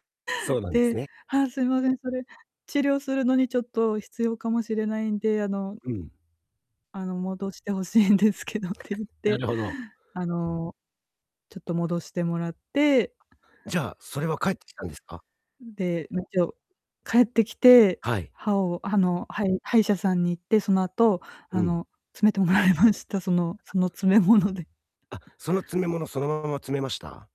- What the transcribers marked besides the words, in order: laughing while speaking: "欲しいんですけど"; distorted speech; laughing while speaking: "もらいました"; laughing while speaking: "詰め物で"
- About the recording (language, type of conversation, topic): Japanese, advice, 恥ずかしい出来事があったとき、どう対処すればよいですか？